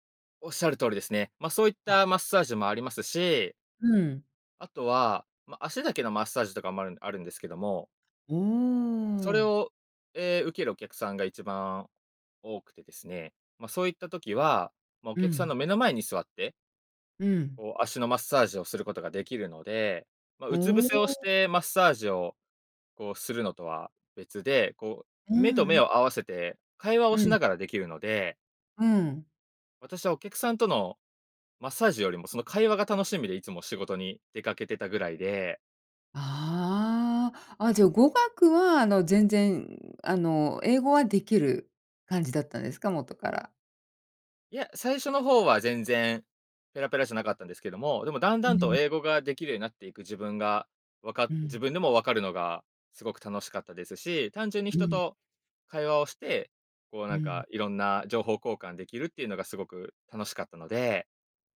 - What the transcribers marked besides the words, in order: none
- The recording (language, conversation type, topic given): Japanese, podcast, 失敗からどう立ち直りましたか？